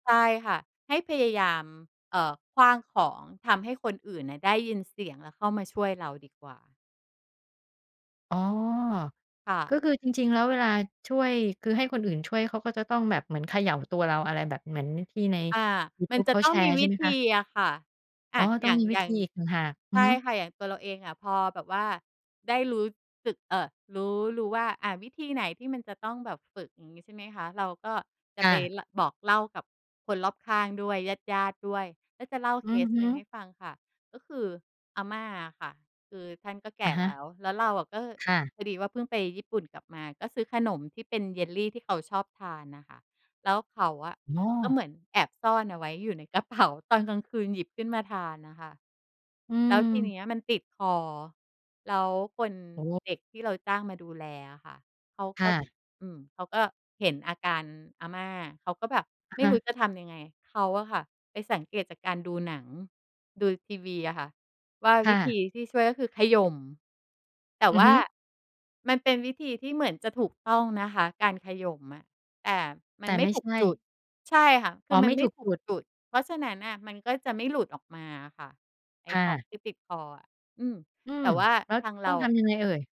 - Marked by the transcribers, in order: none
- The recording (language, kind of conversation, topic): Thai, podcast, คุณมีวิธีฝึกทักษะใหม่ให้ติดตัวอย่างไร?